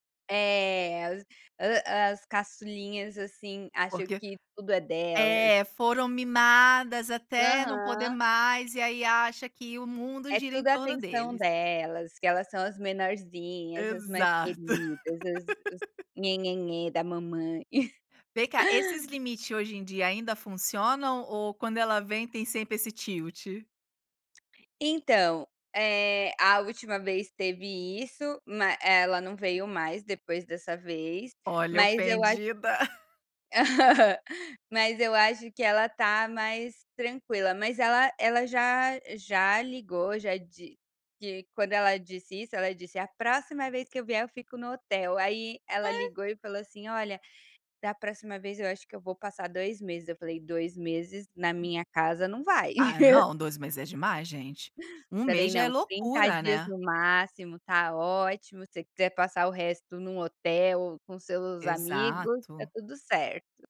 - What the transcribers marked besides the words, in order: laugh; chuckle; in English: "tilt?"; laugh; chuckle; tapping; laugh
- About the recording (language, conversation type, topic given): Portuguese, podcast, Como você explica seus limites para a família?